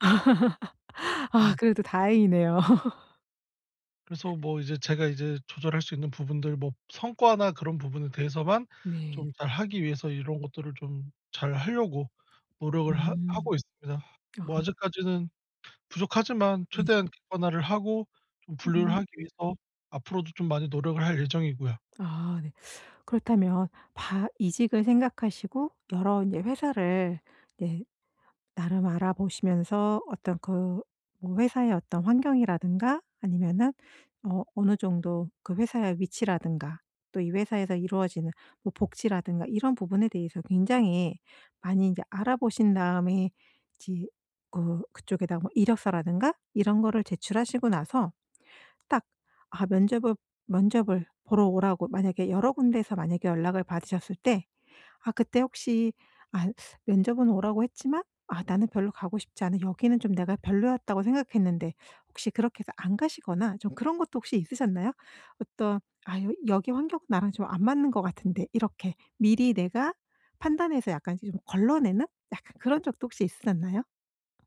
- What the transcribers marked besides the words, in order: laugh; laugh; other background noise
- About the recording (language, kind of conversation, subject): Korean, podcast, 변화가 두려울 때 어떻게 결심하나요?